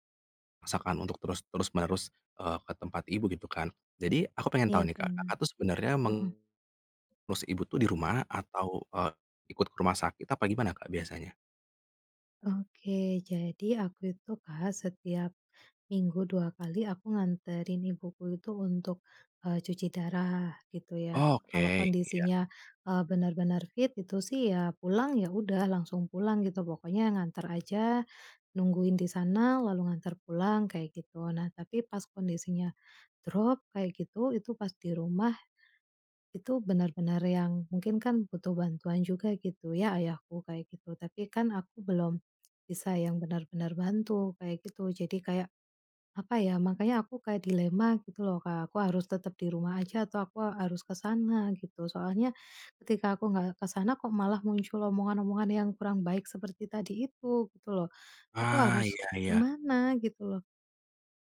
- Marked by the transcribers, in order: none
- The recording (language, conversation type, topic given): Indonesian, advice, Bagaimana sebaiknya saya menyikapi gosip atau rumor tentang saya yang sedang menyebar di lingkungan pergaulan saya?